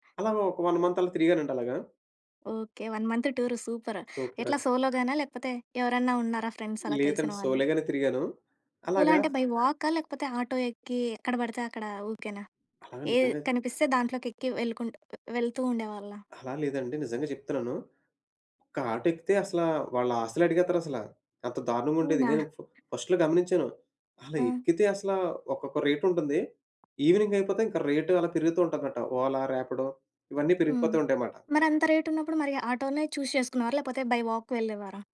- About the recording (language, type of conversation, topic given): Telugu, podcast, ఒంటరి ప్రయాణంలో సురక్షితంగా ఉండేందుకు మీరు పాటించే ప్రధాన నియమాలు ఏమిటి?
- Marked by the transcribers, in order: in English: "వన్ మంత్"; in English: "వన్ మంత్ టూర్ సూపర్!"; in English: "సూపర్!"; in English: "సోలో‌గాన"; in English: "ఫ్రెండ్స్"; in English: "సోలేగానే"; in English: "సోలో"; in English: "బై"; in English: "ఫస్ట్‌లో"; other background noise; in English: "రేట్"; in English: "ఈవినింగ్"; tapping; in English: "రేట్"; in English: "ఓలా, రాపిడో"; in English: "రేట్"; in English: "చూస్"; in English: "బై వాక్"